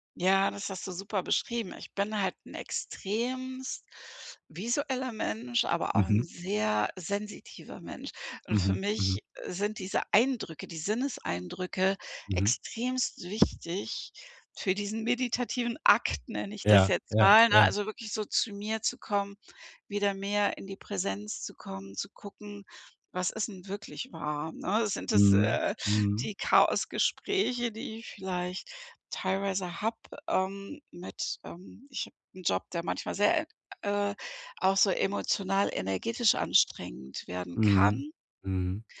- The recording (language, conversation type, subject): German, podcast, Wie integrierst du Meditation in einen vollen Alltag?
- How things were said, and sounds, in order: other background noise